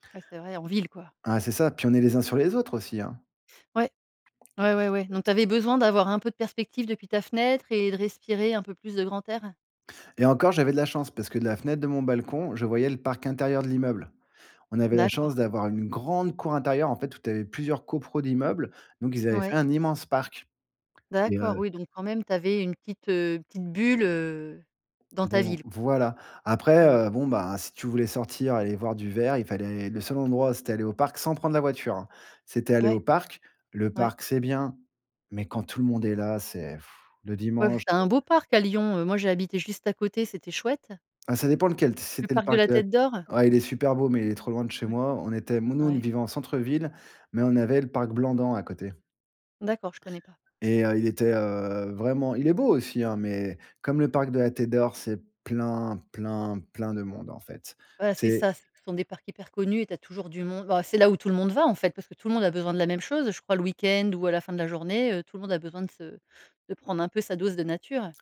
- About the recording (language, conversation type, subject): French, podcast, Qu'est-ce que la nature t'apporte au quotidien?
- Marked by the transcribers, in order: other background noise; stressed: "grande"; "copropriétés" said as "copro"; unintelligible speech; stressed: "week-end"